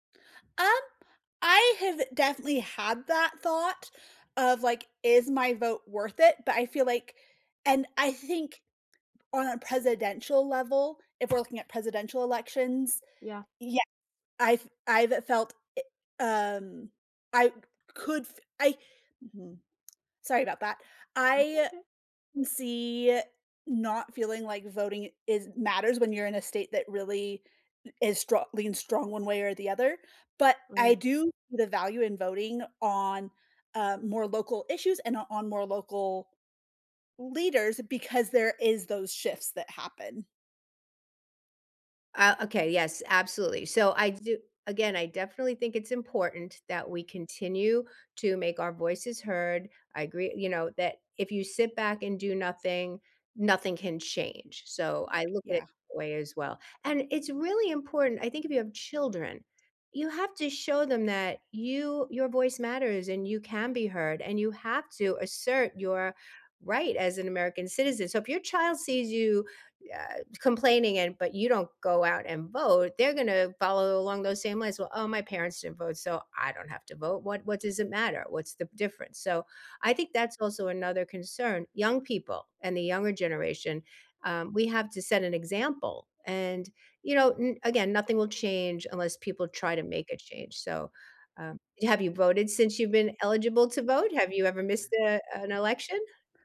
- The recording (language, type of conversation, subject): English, unstructured, How important is voting in your opinion?
- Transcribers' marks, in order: other background noise